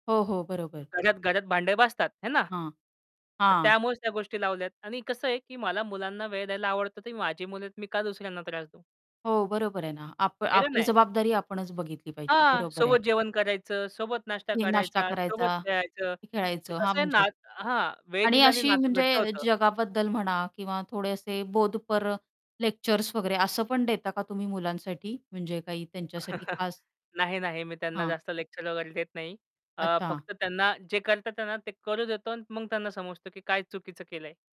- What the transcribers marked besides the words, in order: static; tapping; other background noise; chuckle
- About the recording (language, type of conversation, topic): Marathi, podcast, काम सांभाळत मुलांसाठी वेळ कसा काढता?